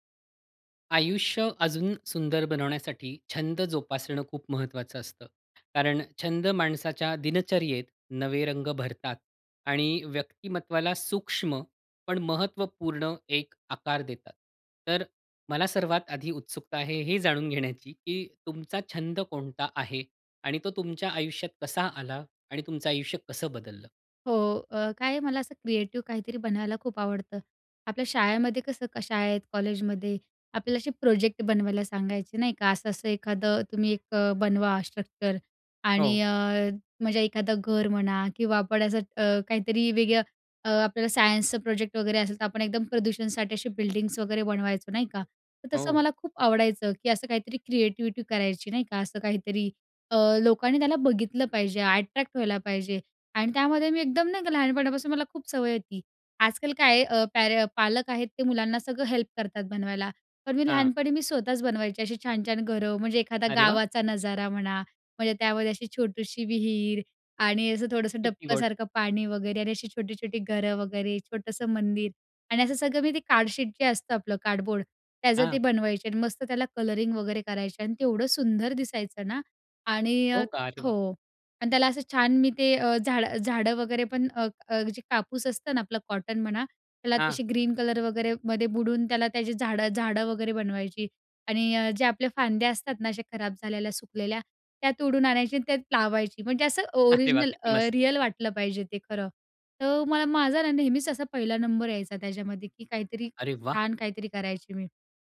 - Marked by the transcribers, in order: tapping; laughing while speaking: "घेण्याची"; in English: "स्ट्रक्चर"; in English: "सायन्सचा"; in English: "अट्रॅक्ट"; in English: "हेल्प"; in English: "कार्डशीट"; in English: "कार्डबोर्ड"; in English: "ग्रीन"; laughing while speaking: "अरे वाह! किती मस्त!"; in English: "ओरिजिनल"; in English: "रिअल"
- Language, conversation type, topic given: Marathi, podcast, या छंदामुळे तुमच्या आयुष्यात कोणते बदल झाले?